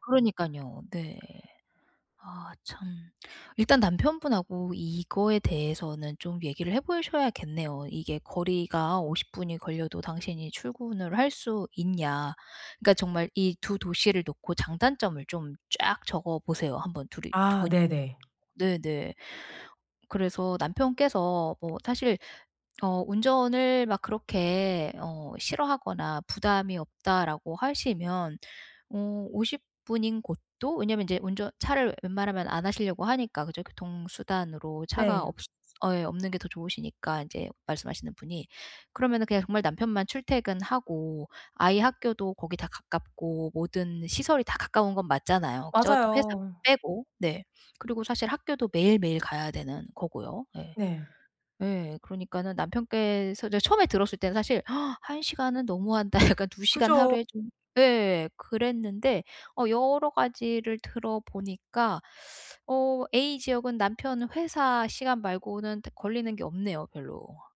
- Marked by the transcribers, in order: gasp; laughing while speaking: "너무한다"; teeth sucking
- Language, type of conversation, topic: Korean, advice, 이사 후 부부가 함께 스트레스를 어떻게 관리하면 좋을까요?